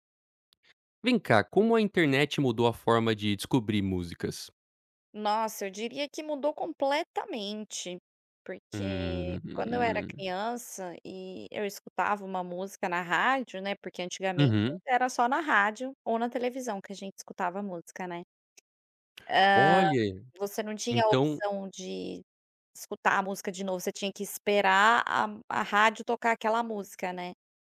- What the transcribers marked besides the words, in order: tapping
- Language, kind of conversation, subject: Portuguese, podcast, Como a internet mudou a forma de descobrir música?